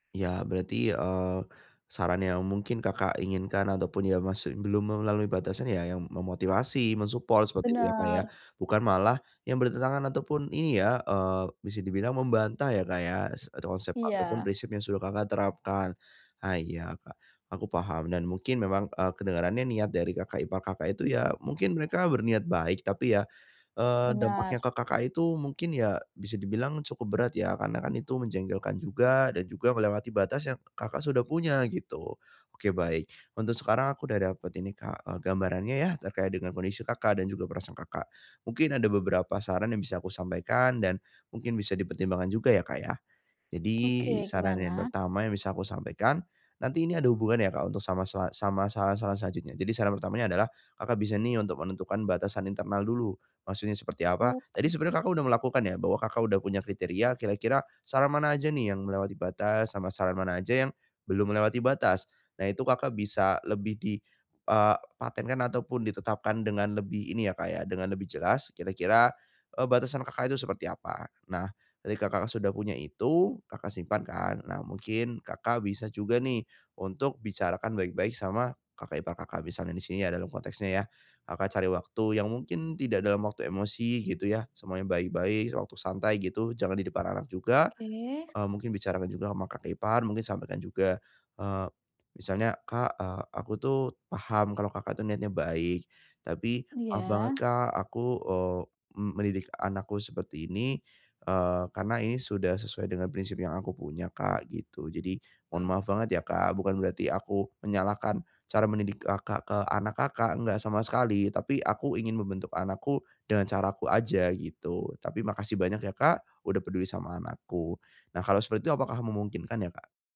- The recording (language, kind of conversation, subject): Indonesian, advice, Bagaimana cara menetapkan batasan saat keluarga memberi saran?
- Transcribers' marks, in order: other background noise; tapping